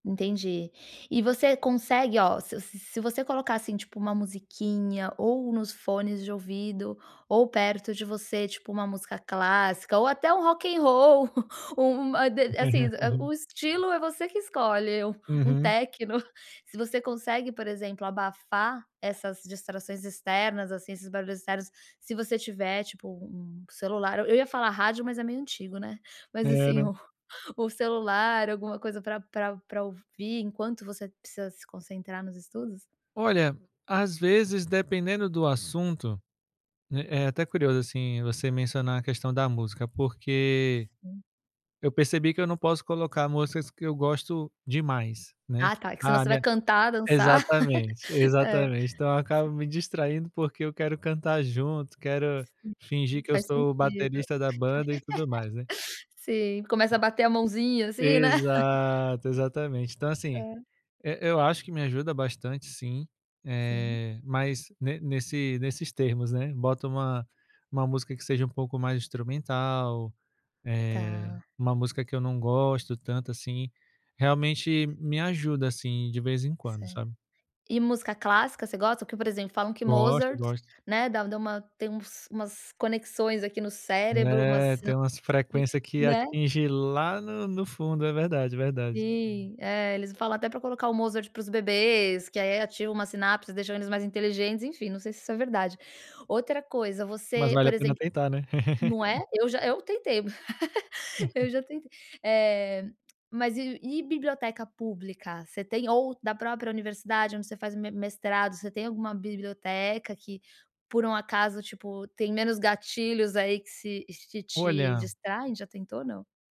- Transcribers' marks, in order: chuckle; laugh; tapping; chuckle; other background noise; other noise; laugh; laugh; chuckle; unintelligible speech; laugh
- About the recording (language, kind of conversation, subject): Portuguese, advice, Como posso reduzir distrações internas e externas para me concentrar em trabalho complexo?